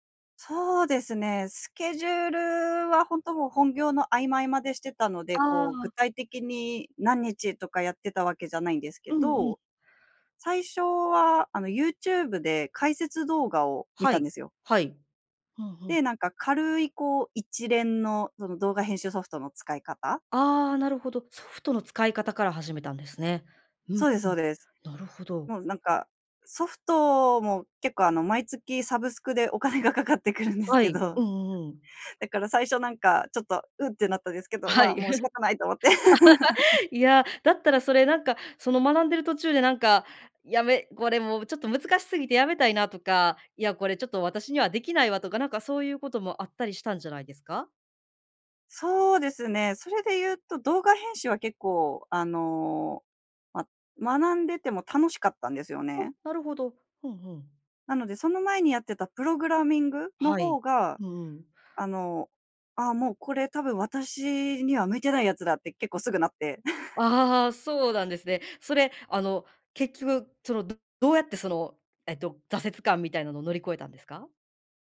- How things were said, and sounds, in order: laughing while speaking: "お金がかかってくるんですけど"; laugh; laugh
- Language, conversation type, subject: Japanese, podcast, スキルをゼロから学び直した経験を教えてくれますか？